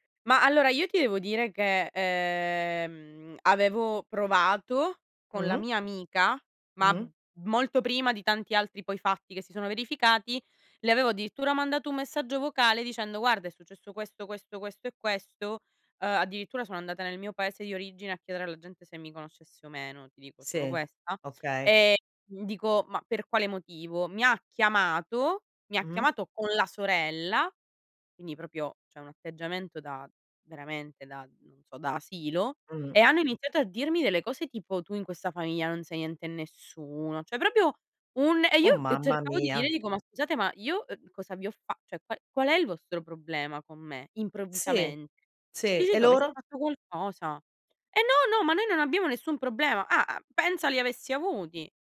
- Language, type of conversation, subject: Italian, advice, Come posso risolvere i conflitti e i rancori del passato con mio fratello?
- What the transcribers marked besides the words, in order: "cioè" said as "ceh"; "cioè" said as "ceh"; "cioè" said as "ceh"